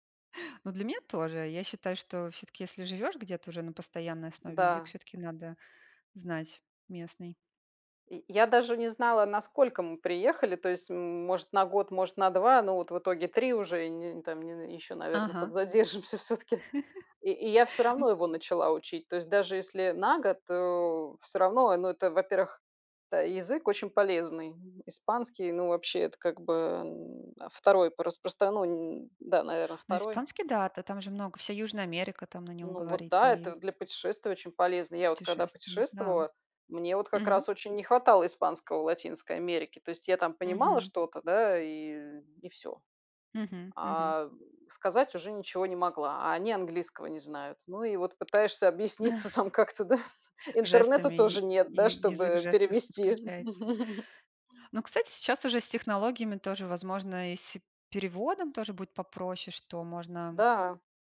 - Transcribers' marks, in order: laughing while speaking: "подзадержимся всё-таки"; chuckle; other noise; tapping; grunt; chuckle; laughing while speaking: "объясниться там как-то, да"; chuckle
- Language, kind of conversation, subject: Russian, unstructured, Как интернет влияет на образование сегодня?